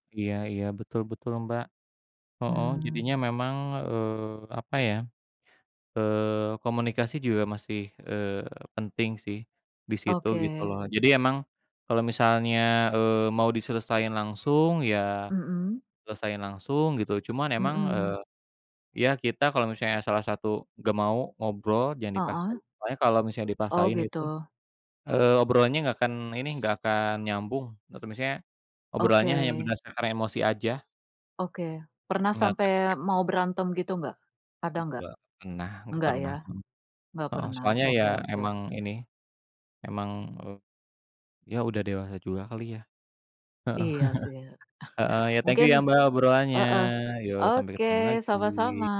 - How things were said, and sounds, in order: baby crying; door; other background noise; tapping; laughing while speaking: "Heeh"; in English: "thank you"
- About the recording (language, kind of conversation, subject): Indonesian, unstructured, Apa yang membuat persahabatan bisa bertahan lama?